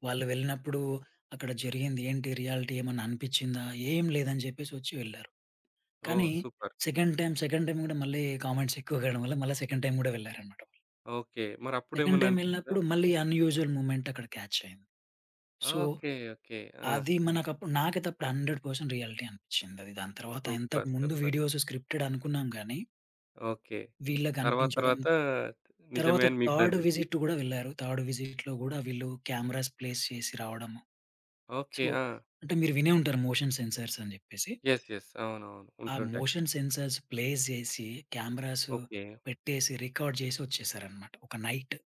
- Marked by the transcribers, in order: in English: "రియాలిటీ"; in English: "సెకండ్ టైమ్, సెకండ్ టైమ్"; in English: "సూపర్"; in English: "కామెంట్స్"; in English: "సెకండ్ టైమ్"; in English: "సెకండ్ టైమ్"; other background noise; in English: "అన్యూజువల్ మొమెంట్"; in English: "క్యాచ్"; in English: "సో"; in English: "హండ్రెడ్ పర్సెంట్ రియాలిటీ"; in English: "సూపర్, సూపర్"; in English: "వీడియోస్ స్క్రిప్టెడ్"; in English: "థర్డ్ విసిట్"; in English: "థర్డ్ విసిట్‌లో"; in English: "కెమెరాస్ ప్లేస్"; in English: "సో"; in English: "మోషన్ సెన్సార్స్"; in English: "యెస్, యెస్"; in English: "మోషన్ సెన్సార్స్ ప్లేస్"; in English: "కెమెరాస్"; in English: "రికార్డ్"; in English: "నైట్"
- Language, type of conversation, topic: Telugu, podcast, రియాలిటీ షోలు నిజంగానే నిజమేనా?